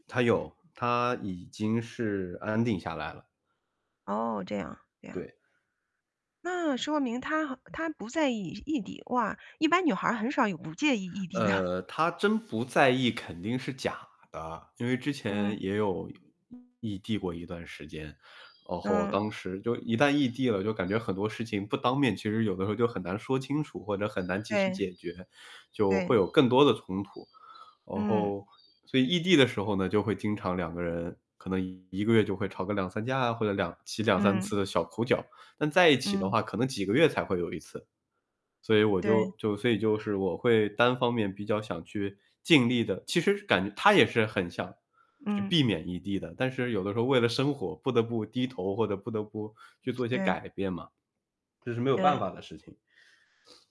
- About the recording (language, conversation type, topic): Chinese, unstructured, 你觉得坦诚表达真实感受会不会加速解决冲突？
- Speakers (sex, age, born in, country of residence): female, 40-44, China, United States; male, 25-29, China, United States
- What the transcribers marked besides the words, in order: laughing while speaking: "地的"; other background noise; distorted speech; bird